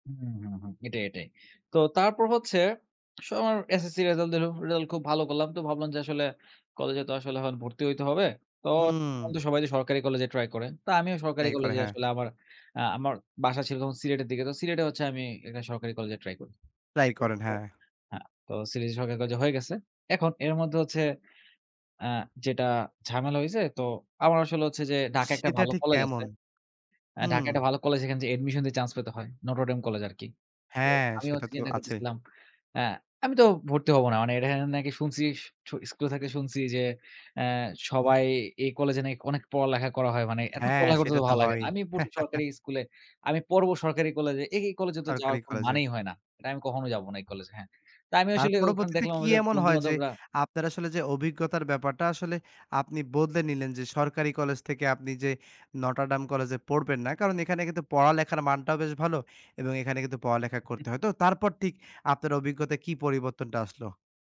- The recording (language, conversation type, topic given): Bengali, podcast, তোমার জীবনে কোন অভিজ্ঞতা তোমাকে সবচেয়ে বেশি বদলে দিয়েছে?
- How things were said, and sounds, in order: unintelligible speech; chuckle; chuckle